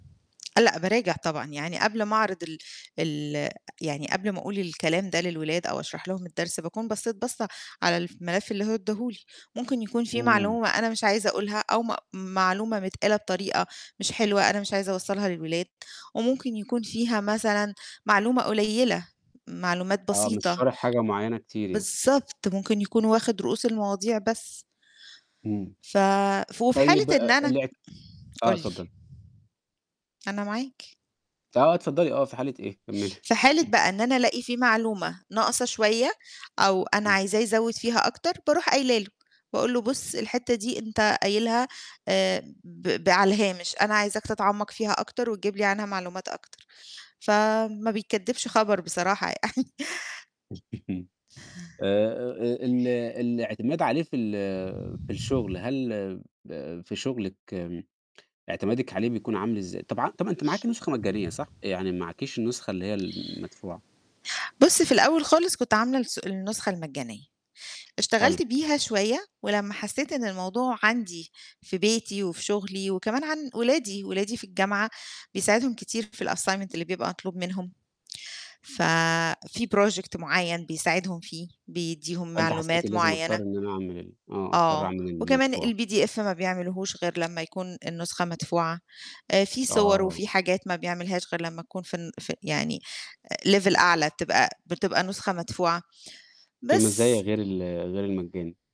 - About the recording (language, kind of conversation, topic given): Arabic, podcast, إزاي بتستفيد من الذكاء الاصطناعي في حياتك اليومية؟
- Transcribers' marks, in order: tapping; chuckle; static; in English: "الassignment"; in English: "project"; in English: "الPDF"; tsk; in English: "level"